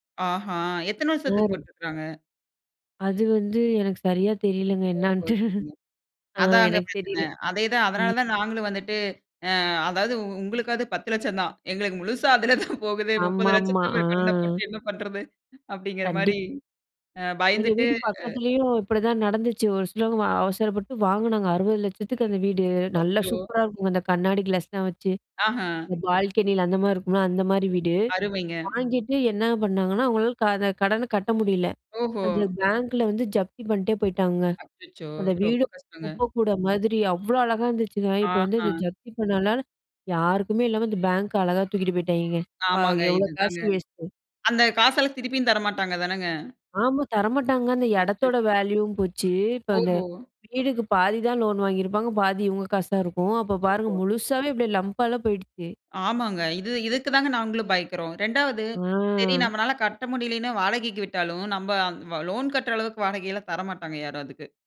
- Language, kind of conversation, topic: Tamil, podcast, வீடு வாங்கலாமா அல்லது வாடகை வீட்டிலேயே தொடரலாமா என்று முடிவெடுப்பது எப்படி?
- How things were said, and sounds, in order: laughing while speaking: "என்னான்ட்டு"; laughing while speaking: "அதுல தான்"; other background noise; other noise; horn; background speech; "பயப்பட்றோம்" said as "பயக்றோம்"; drawn out: "ஆ"